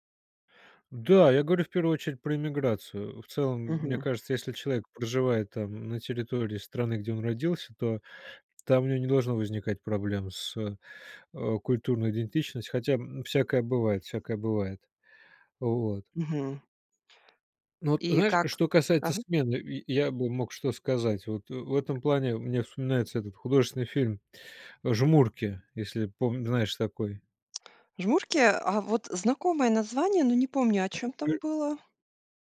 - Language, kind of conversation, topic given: Russian, podcast, Как музыка помогает сохранять или менять культурную идентичность?
- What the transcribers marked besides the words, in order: tapping; lip smack